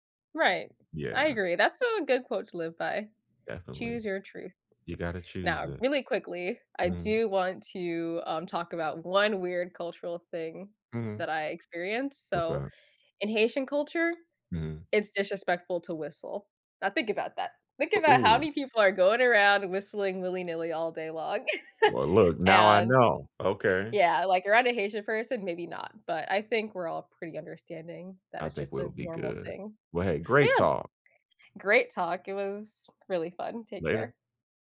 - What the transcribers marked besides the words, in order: other background noise; tapping; chuckle
- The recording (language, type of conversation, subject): English, unstructured, How can I handle cultural misunderstandings without taking them personally?